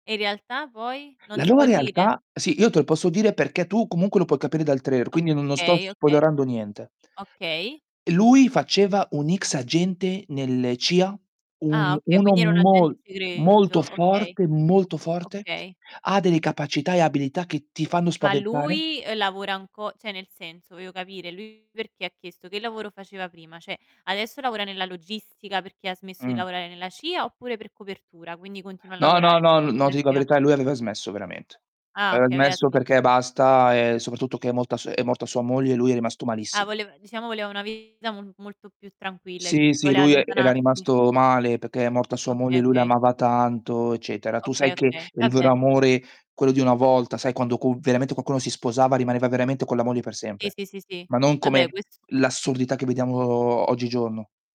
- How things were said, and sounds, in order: "trailer" said as "trair"; distorted speech; "cioè" said as "ceh"; "Cioè" said as "ceh"; unintelligible speech; "Aveva" said as "avea"; "aveva" said as "avea"; "voleva" said as "volea"; "perché" said as "pecchè"; "qualcuno" said as "quaccuno"; drawn out: "vediamo"
- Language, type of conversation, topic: Italian, unstructured, Quale film o serie ti ha fatto riflettere di più?